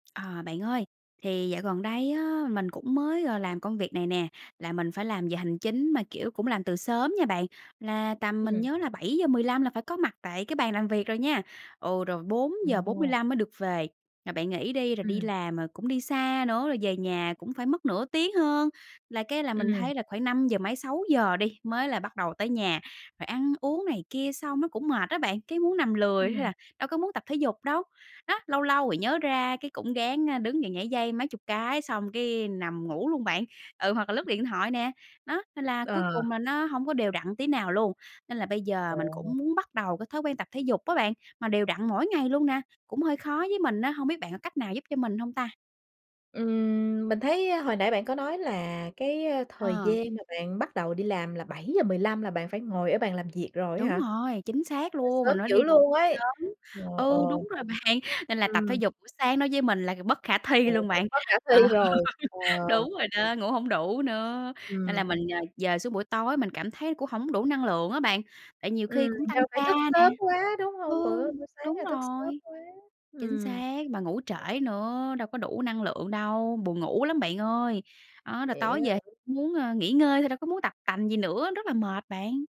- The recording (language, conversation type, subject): Vietnamese, advice, Làm thế nào để bắt đầu và duy trì thói quen tập thể dục đều đặn?
- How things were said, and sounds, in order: tapping; laughing while speaking: "bạn"; laughing while speaking: "thi rồi"; laughing while speaking: "Ờ, đúng rồi đó"; other background noise